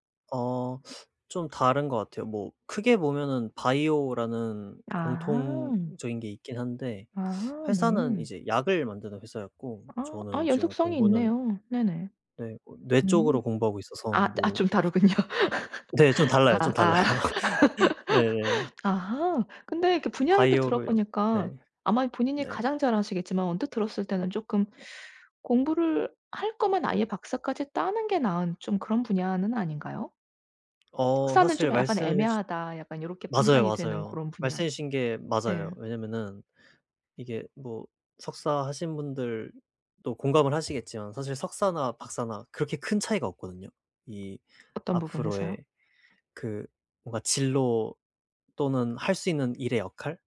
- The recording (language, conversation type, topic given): Korean, advice, 성장 기회가 많은 회사와 안정적인 회사 중 어떤 선택을 해야 할까요?
- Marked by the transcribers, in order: other background noise; laughing while speaking: "다르군요"; laugh; laughing while speaking: "달라요"; laugh; tapping